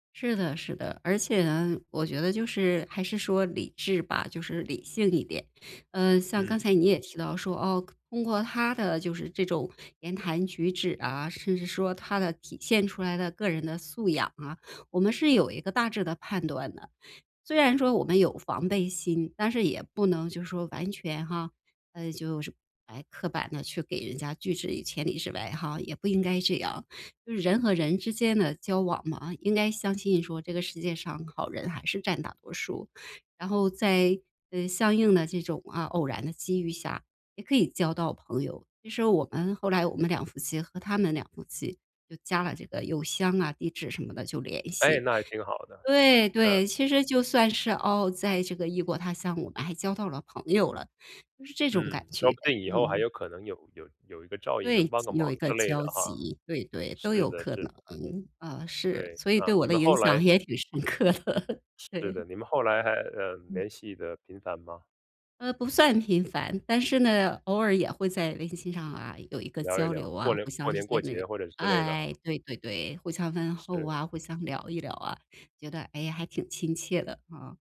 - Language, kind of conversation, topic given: Chinese, podcast, 你有没有被陌生人邀请参加当地活动的经历？
- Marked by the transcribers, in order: laughing while speaking: "深刻的"